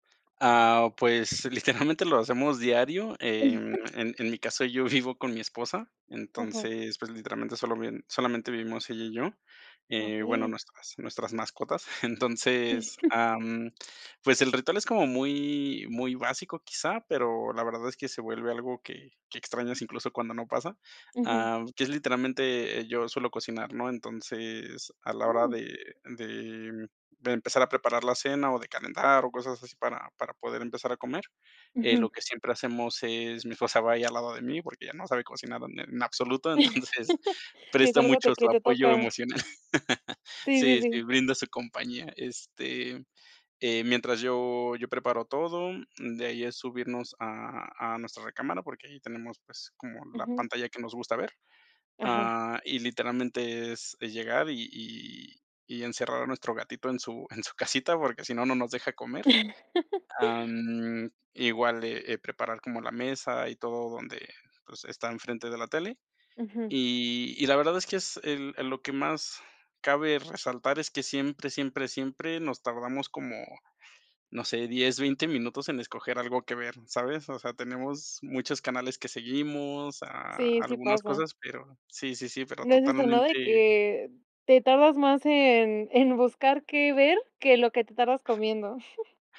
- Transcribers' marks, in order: chuckle; chuckle; chuckle; laugh; chuckle; laughing while speaking: "emocional"; laugh; other background noise; chuckle
- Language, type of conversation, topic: Spanish, podcast, ¿Qué rituales siguen cuando se sientan a comer juntos?